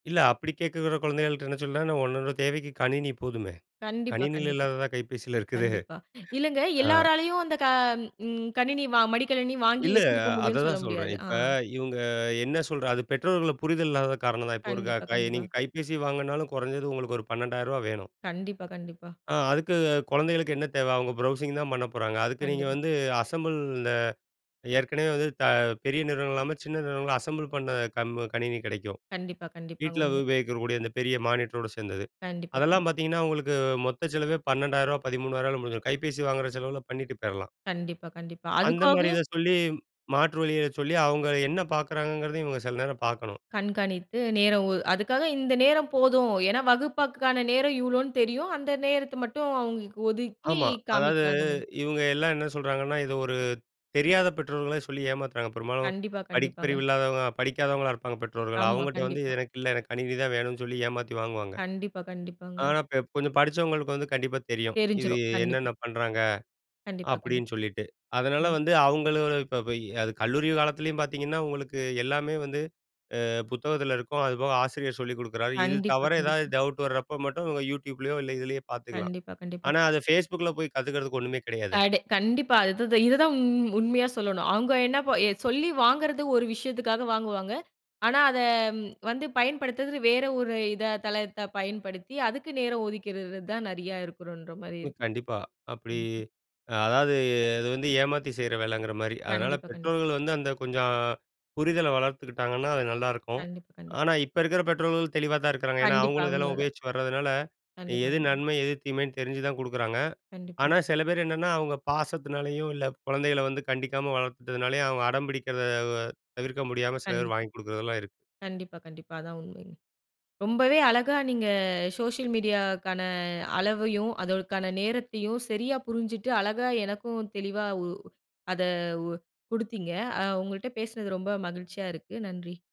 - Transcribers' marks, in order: other noise; drawn out: "இல்ல"; in English: "ப்ரௌசிங்"; in English: "அசெம்பிள்"; in English: "அசெம்பிள்"; in English: "மானிட்டரோட"; in English: "டவுட்"; drawn out: "அதாவது"; in English: "சோஷியல் மீடியாக்கான"; "அதற்கான" said as "அதோக்கான"
- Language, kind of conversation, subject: Tamil, podcast, சமூக ஊடகங்களுக்கு நாளொன்றுக்கு எவ்வளவு நேரம் செலவிடுவது சரி என்று நீங்கள் கருதுகிறீர்கள்?